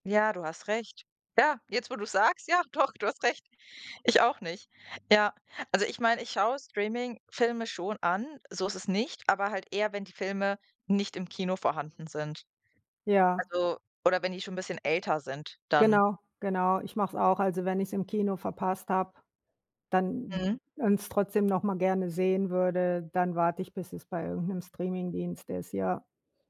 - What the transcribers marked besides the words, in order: joyful: "wo du es sagst, ja, doch, du hast recht"
- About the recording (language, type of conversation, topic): German, unstructured, Glaubst du, dass Streaming-Dienste die Filmkunst kaputtmachen?
- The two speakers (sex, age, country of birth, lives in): female, 25-29, Germany, Germany; female, 55-59, Germany, United States